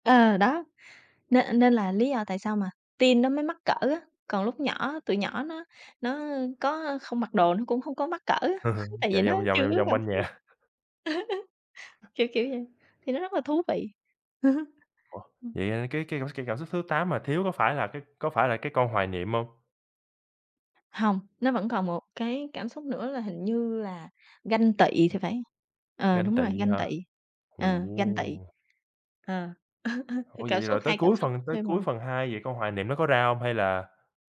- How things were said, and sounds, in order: chuckle; laughing while speaking: "nhà"; laughing while speaking: "chưa có cảm xúc đó"; tapping; chuckle; chuckle; unintelligible speech; chuckle
- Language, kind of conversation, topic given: Vietnamese, unstructured, Phim nào khiến bạn nhớ mãi không quên?